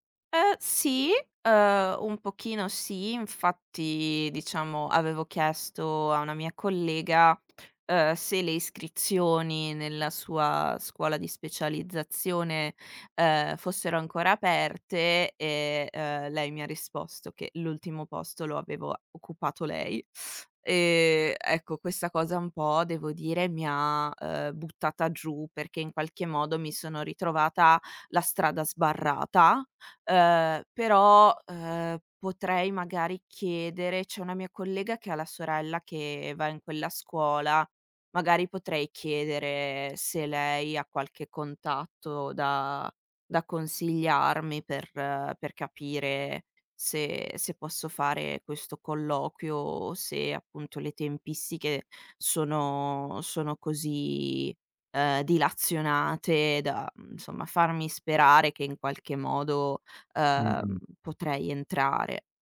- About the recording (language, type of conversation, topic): Italian, advice, Come posso gestire l’ansia di fallire in un nuovo lavoro o in un progetto importante?
- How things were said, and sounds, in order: tapping